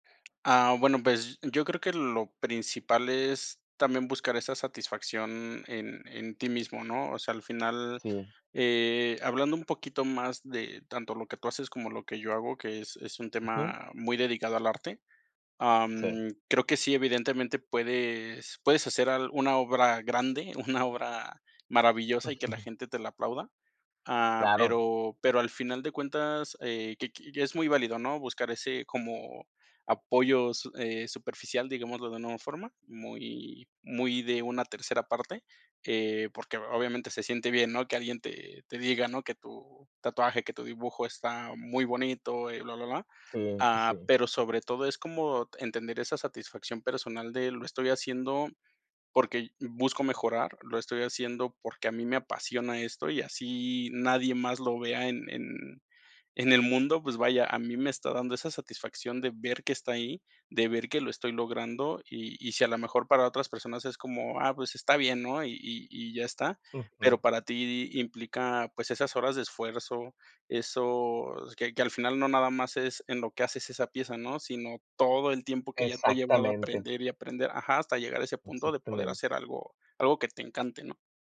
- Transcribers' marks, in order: none
- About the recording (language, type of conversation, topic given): Spanish, podcast, ¿Qué consejo le darías a alguien que está empezando?